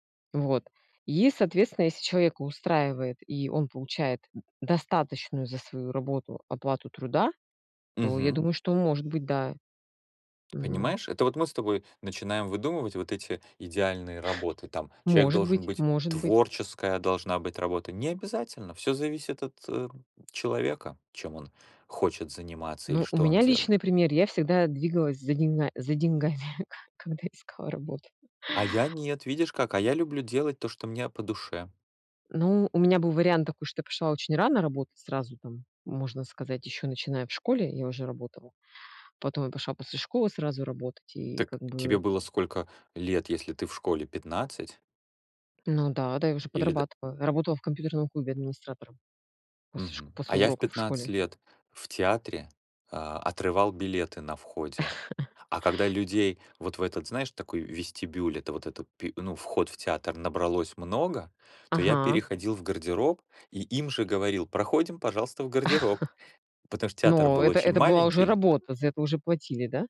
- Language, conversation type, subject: Russian, unstructured, Почему многие люди недовольны своей работой?
- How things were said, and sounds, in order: other background noise; tapping; blowing; laughing while speaking: "ко когда искала работу"; chuckle; chuckle